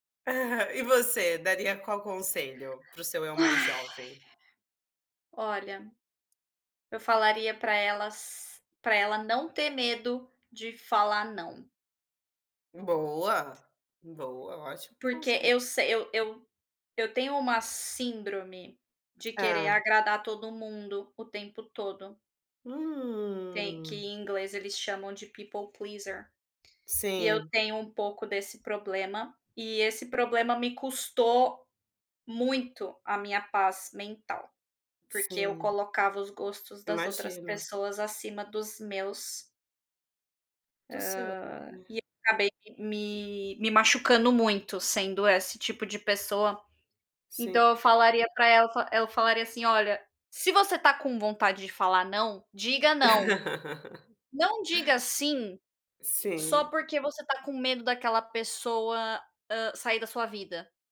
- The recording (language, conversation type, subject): Portuguese, unstructured, Qual conselho você daria para o seu eu mais jovem?
- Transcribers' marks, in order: sigh; tapping; other background noise; drawn out: "Hum"; in English: "people pleaser"; laugh